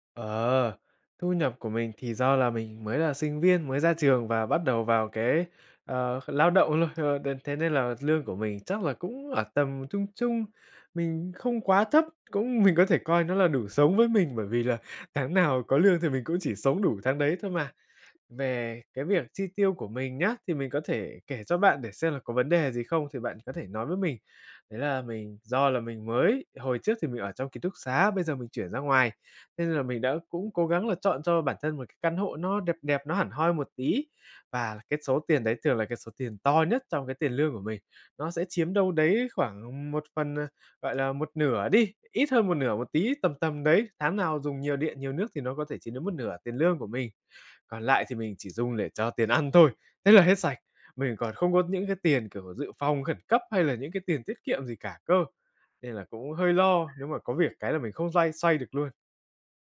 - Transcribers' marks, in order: tapping; other background noise; laughing while speaking: "tiền ăn"
- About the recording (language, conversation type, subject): Vietnamese, advice, Làm thế nào để xây dựng thói quen tiết kiệm tiền hằng tháng?